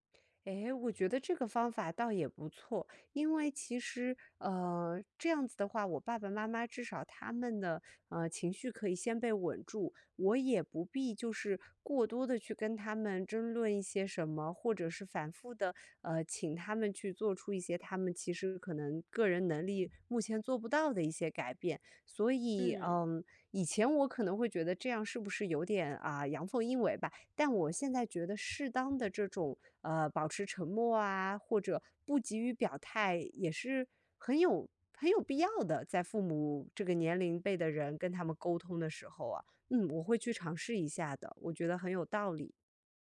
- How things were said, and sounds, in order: teeth sucking; other background noise
- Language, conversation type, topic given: Chinese, advice, 当父母反复批评你的养育方式或生活方式时，你该如何应对这种受挫和疲惫的感觉？